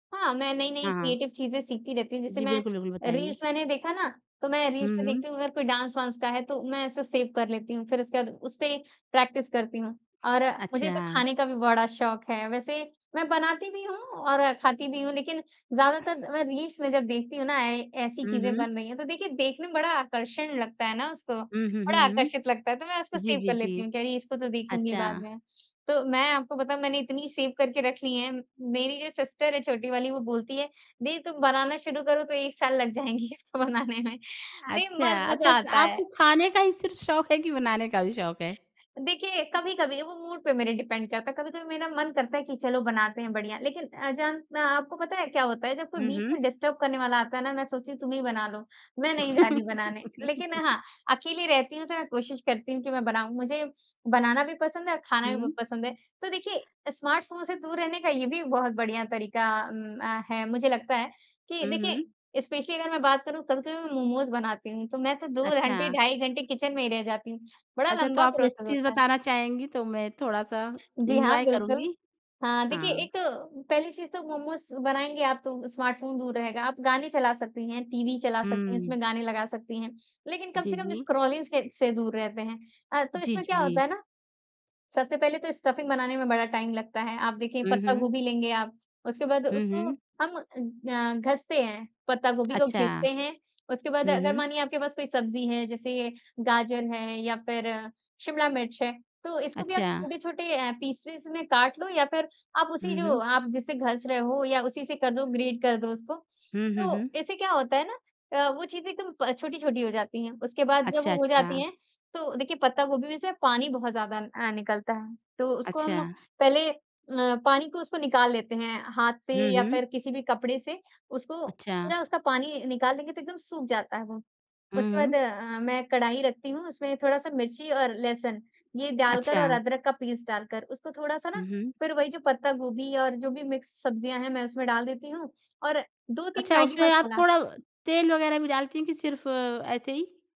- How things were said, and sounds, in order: in English: "क्रिएटिव"; in English: "रील्स"; in English: "रील्स"; in English: "डांस"; in English: "सेव"; in English: "प्रैक्टिस"; in English: "रील्स"; in English: "सेव"; in English: "सेव"; in English: "सिस्टर"; laughing while speaking: "जाएँगे इसको बनाने में"; in English: "मूड"; in English: "डिपेंड"; in English: "डिस्टर्ब"; laugh; in English: "स्मार्टफ़ोन"; in English: "स्पेशली"; in English: "किचन"; in English: "प्रोसेस"; in English: "रेसिपीज़"; in English: "एन्जॉय"; in English: "स्मार्टफ़ोन"; in English: "स्क्रॉलिंग"; in English: "स्टफिंग"; in English: "टाइम"; in English: "पीसेज़"; in English: "ग्रेट"; in English: "मिक्स"
- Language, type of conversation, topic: Hindi, podcast, स्मार्टफ़ोन के बिना एक दिन बिताना आपको कैसा लगेगा?